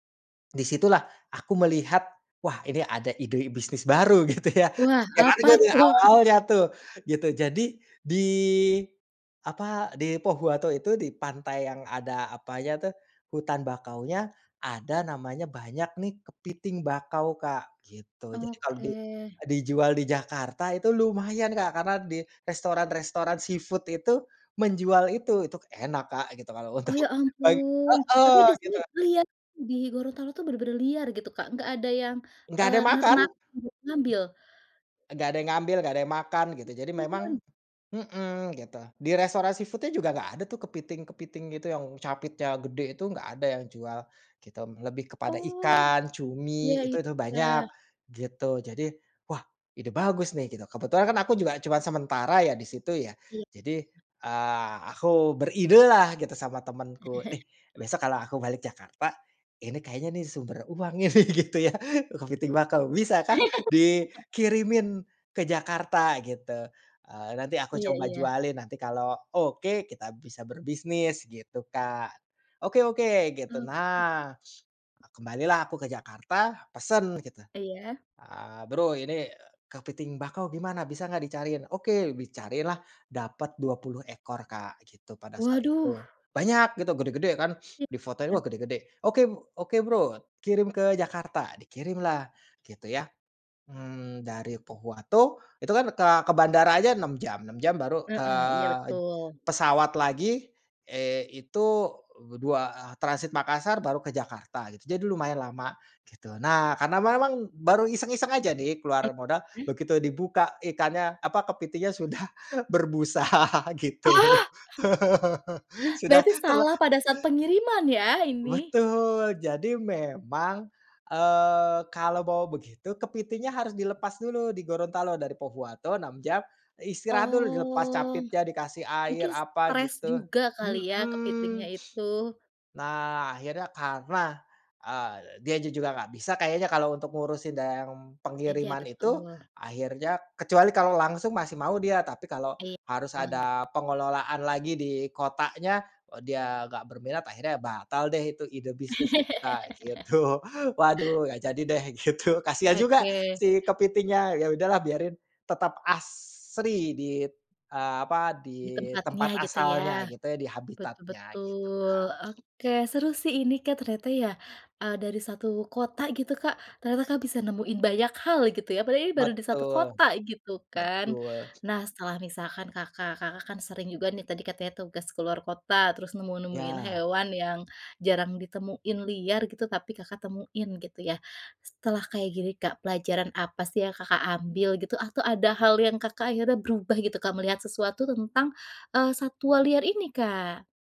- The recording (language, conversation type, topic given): Indonesian, podcast, Bagaimana pengalamanmu bertemu satwa liar saat berpetualang?
- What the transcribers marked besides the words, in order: laughing while speaking: "gitu ya"; background speech; unintelligible speech; laughing while speaking: "tuh?"; other background noise; unintelligible speech; chuckle; laugh; laughing while speaking: "nih, gitu ya"; unintelligible speech; sniff; unintelligible speech; surprised: "Ah!"; laughing while speaking: "sudah berbusa gitu. Sudah ter"; drawn out: "Oh"; sniff; tapping; chuckle; laughing while speaking: "gitu"; laughing while speaking: "gitu"